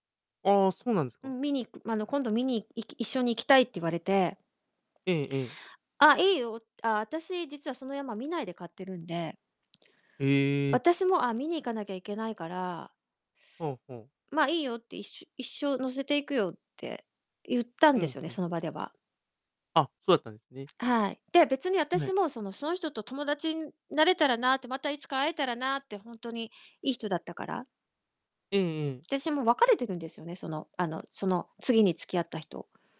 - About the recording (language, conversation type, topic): Japanese, advice, 元パートナーと友達として付き合っていけるか、どうすればいいですか？
- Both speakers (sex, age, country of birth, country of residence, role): female, 50-54, Japan, Japan, user; male, 30-34, Japan, Japan, advisor
- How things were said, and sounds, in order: distorted speech